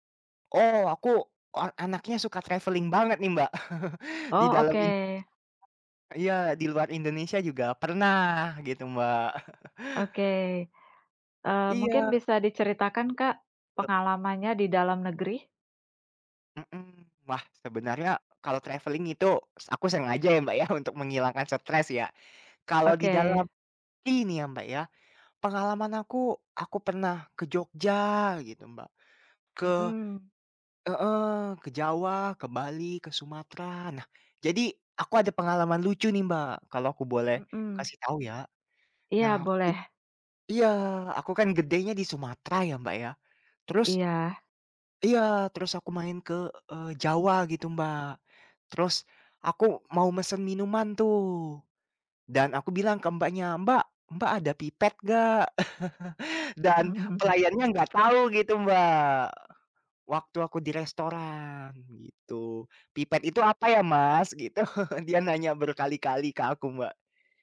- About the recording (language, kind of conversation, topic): Indonesian, unstructured, Bagaimana bepergian bisa membuat kamu merasa lebih bahagia?
- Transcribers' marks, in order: in English: "traveling"; chuckle; unintelligible speech; chuckle; other background noise; unintelligible speech; in English: "traveling"; tapping; chuckle; unintelligible speech; laughing while speaking: "gitu"